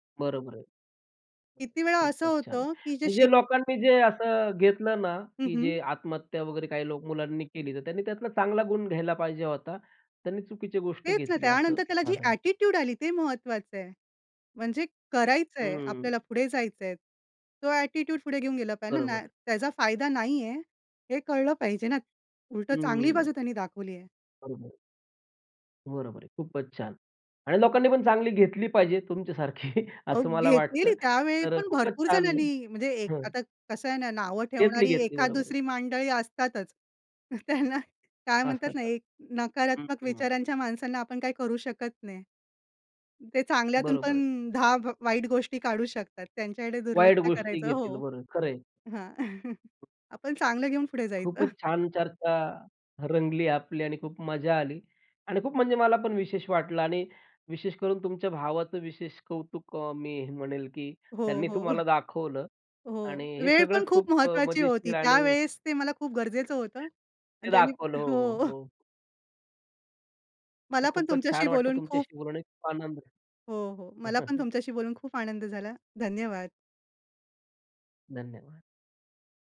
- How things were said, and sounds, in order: other noise; in English: "एटिट्यूड"; in English: "एटिट्यूड"; chuckle; laughing while speaking: "त्यांना"; chuckle; laughing while speaking: "जायचं"; tapping; chuckle
- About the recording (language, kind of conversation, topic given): Marathi, podcast, कुठल्या चित्रपटाने तुम्हाला सर्वात जास्त प्रेरणा दिली आणि का?